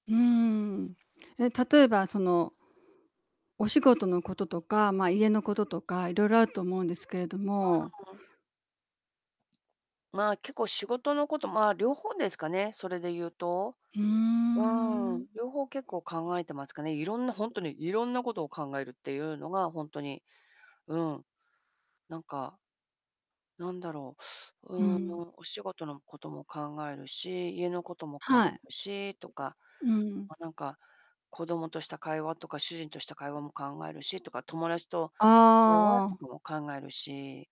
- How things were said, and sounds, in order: distorted speech; static
- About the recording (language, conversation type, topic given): Japanese, advice, 夜に考えごとが止まらず、眠れないのはなぜですか？